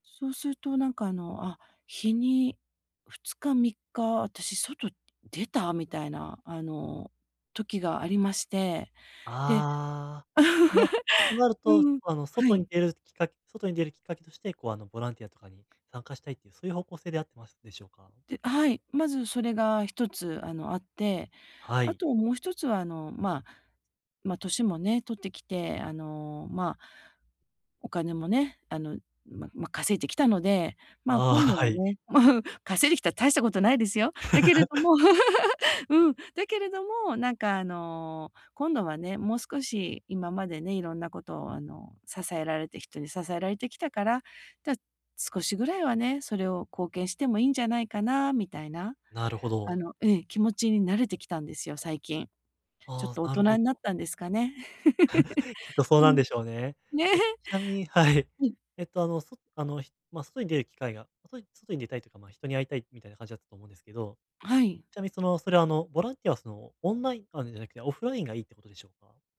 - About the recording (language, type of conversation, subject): Japanese, advice, 限られた時間で、どうすれば周りの人や社会に役立つ形で貢献できますか？
- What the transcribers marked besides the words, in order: laugh; laughing while speaking: "ああ、はい"; laugh; laugh; laugh; laughing while speaking: "はい"; laughing while speaking: "ね"